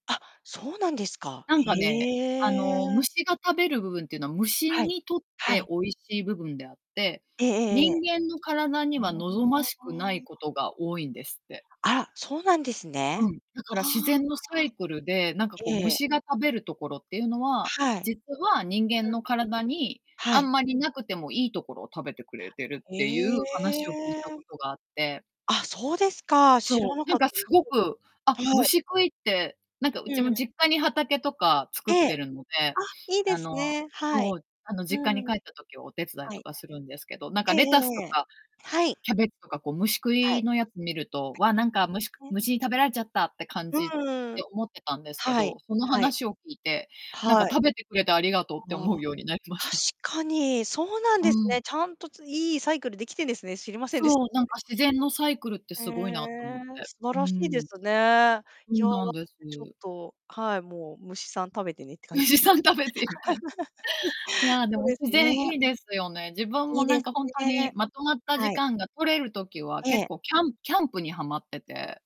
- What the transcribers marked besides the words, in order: distorted speech; drawn out: "ああ"; tapping; unintelligible speech; other background noise; laughing while speaking: "思うようになりました"; laughing while speaking: "虫さん食べていたん"; unintelligible speech; laugh
- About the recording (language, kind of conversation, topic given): Japanese, unstructured, 自分だけの特別な時間を、どのように作っていますか？